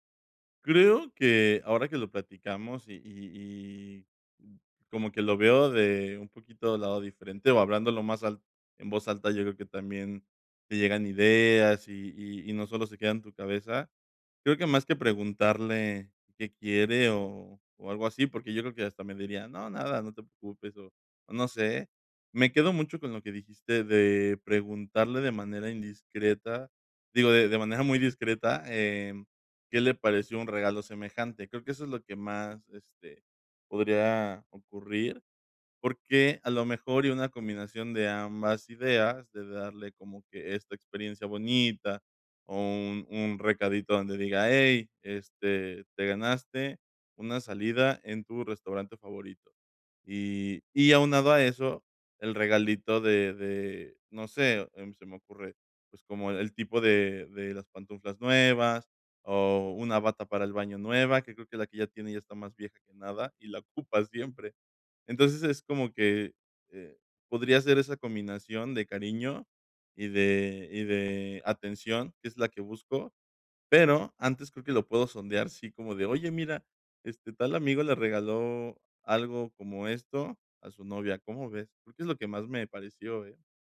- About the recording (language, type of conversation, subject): Spanish, advice, ¿Cómo puedo encontrar un regalo con significado para alguien especial?
- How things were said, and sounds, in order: none